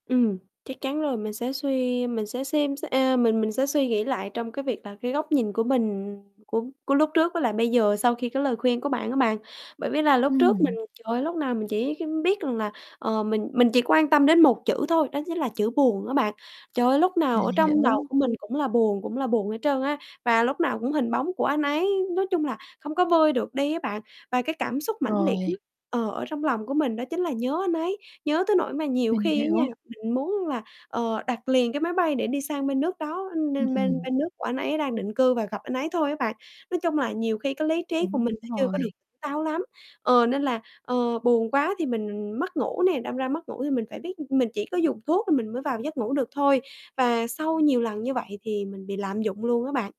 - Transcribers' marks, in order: static; distorted speech; mechanical hum; other background noise
- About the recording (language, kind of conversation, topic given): Vietnamese, advice, Bạn bị mất ngủ sau khi chia tay hoặc sau một sự kiện xúc động mạnh như thế nào?